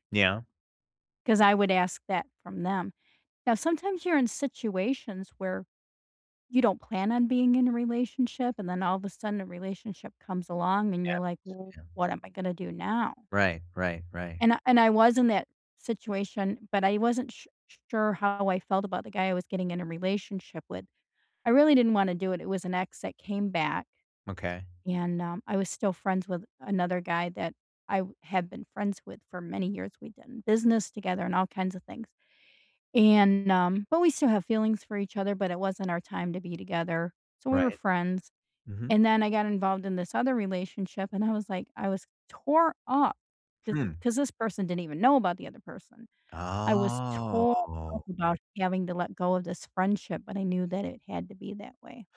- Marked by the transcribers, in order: other background noise; drawn out: "Oh"
- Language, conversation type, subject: English, unstructured, Is it okay to date someone who still talks to their ex?